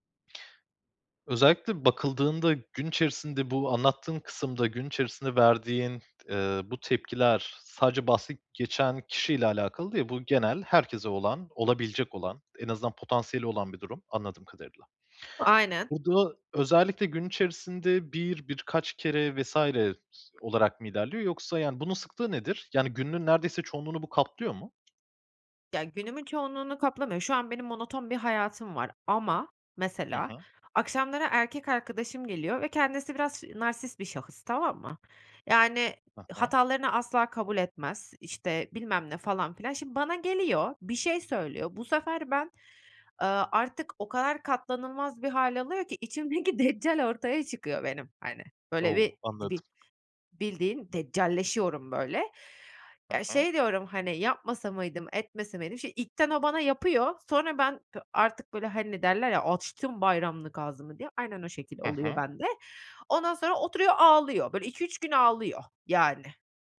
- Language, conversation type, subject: Turkish, advice, Açlık veya stresliyken anlık dürtülerimle nasıl başa çıkabilirim?
- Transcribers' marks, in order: other background noise; other noise; laughing while speaking: "içimdeki"